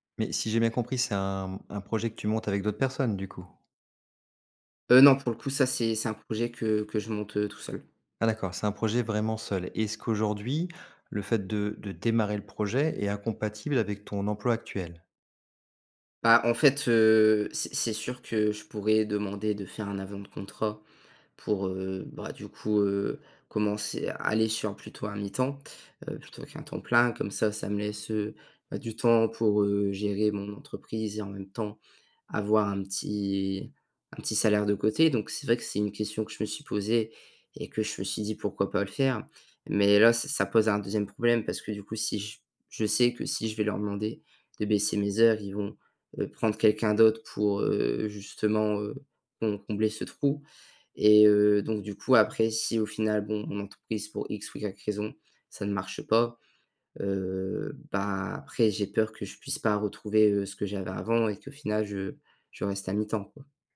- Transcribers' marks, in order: drawn out: "petit"
- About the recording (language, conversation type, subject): French, advice, Comment gérer la peur d’un avenir financier instable ?